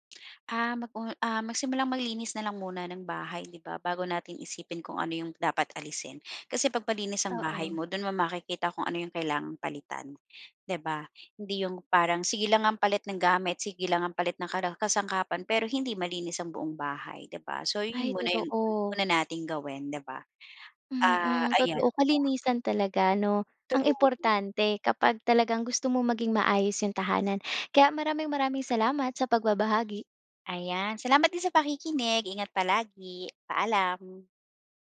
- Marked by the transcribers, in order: tongue click; other background noise; tapping
- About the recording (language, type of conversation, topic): Filipino, podcast, Paano mo inaayos ang maliit na espasyo para mas kumportable?